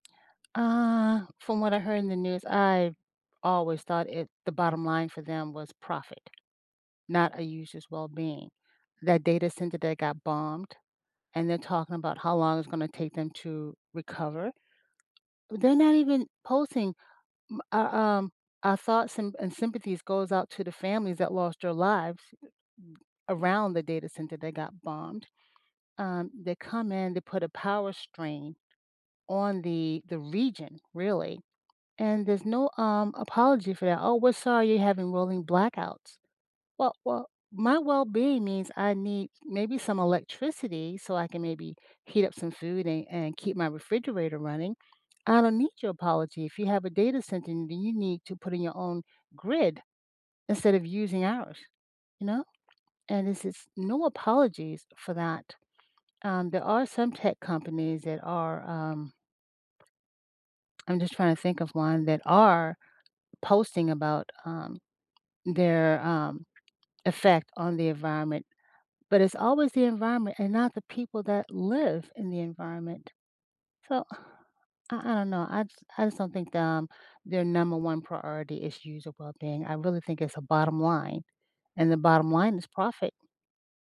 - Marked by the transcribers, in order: tapping; other background noise; stressed: "are"; sigh
- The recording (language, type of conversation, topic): English, unstructured, Do you think tech companies care about user well-being?